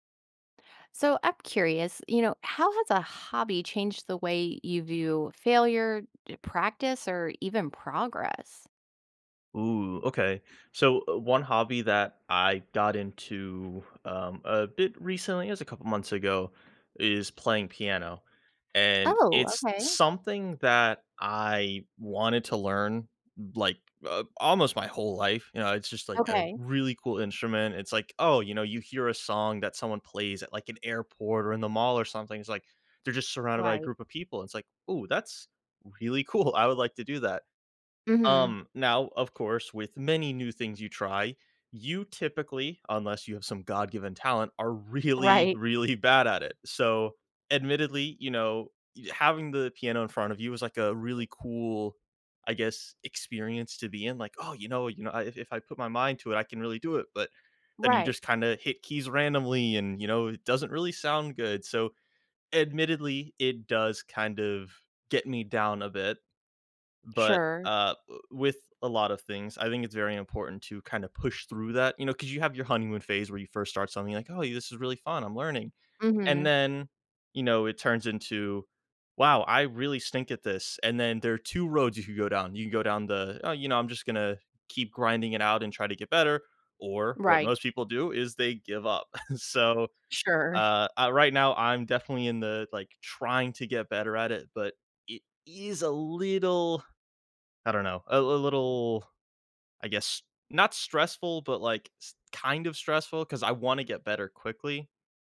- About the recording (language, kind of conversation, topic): English, unstructured, How can a hobby help me handle failure and track progress?
- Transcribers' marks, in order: chuckle; put-on voice: "it is a little"